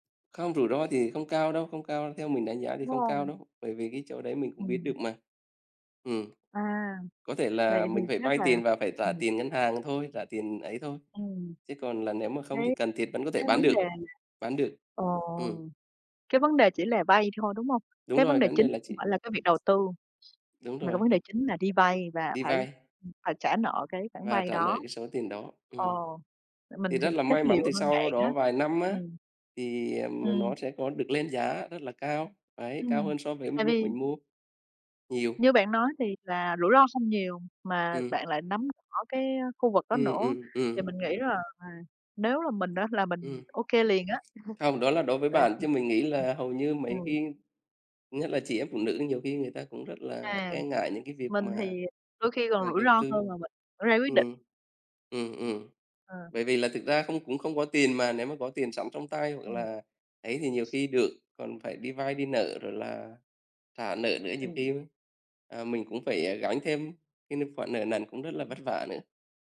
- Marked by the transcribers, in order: unintelligible speech; tapping; other background noise; chuckle
- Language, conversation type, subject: Vietnamese, unstructured, Bạn sẽ làm gì khi gia đình không ủng hộ kế hoạch bạn đã đề ra?